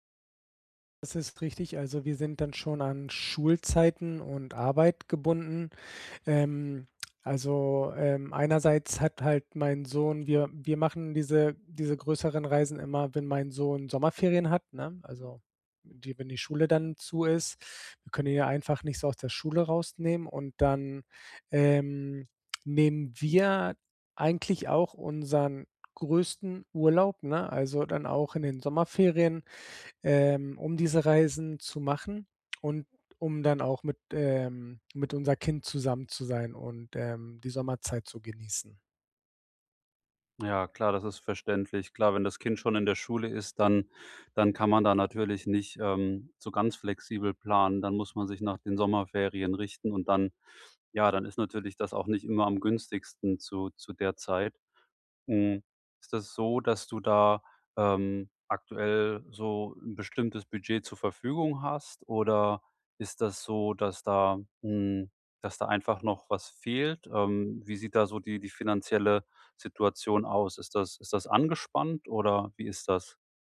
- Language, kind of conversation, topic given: German, advice, Wie plane ich eine Reise, wenn mein Budget sehr knapp ist?
- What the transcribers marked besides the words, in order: none